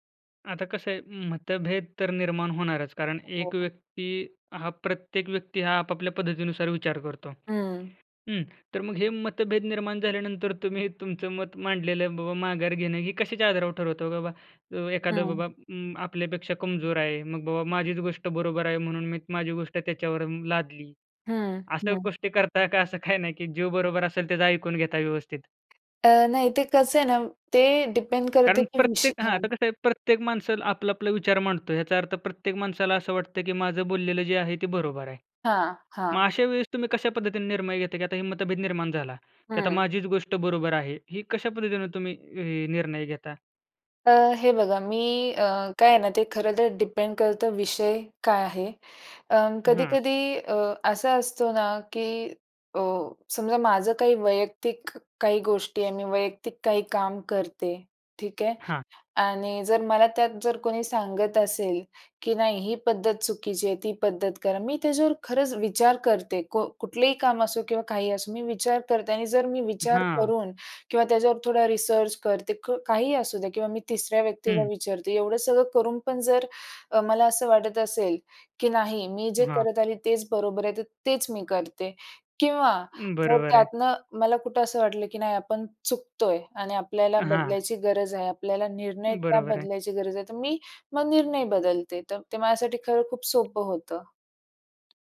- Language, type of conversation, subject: Marathi, podcast, एकत्र काम करताना मतभेद आल्यास तुम्ही काय करता?
- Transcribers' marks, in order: laughing while speaking: "झाल्यानंतर, तुम्ही तुमचं मत मांडलेलं"; unintelligible speech; laughing while speaking: "करता का, असं काही नाही"; other background noise; in English: "डिपेंड"; "निर्णय" said as "निर्मय"; in English: "डिपेंड"; in English: "रिसर्च"; tapping